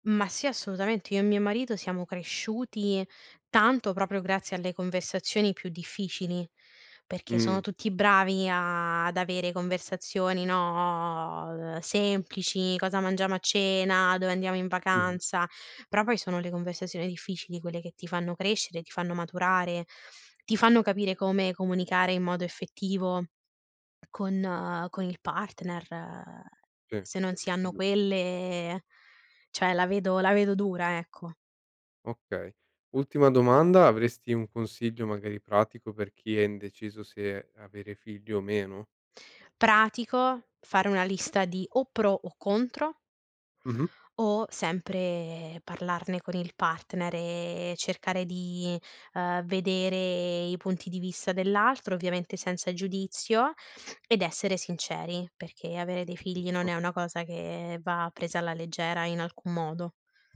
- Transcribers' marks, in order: other background noise; "cioè" said as "ceh"; tapping; "Giusto" said as "giusso"
- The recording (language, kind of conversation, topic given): Italian, podcast, Come scegliere se avere figli oppure no?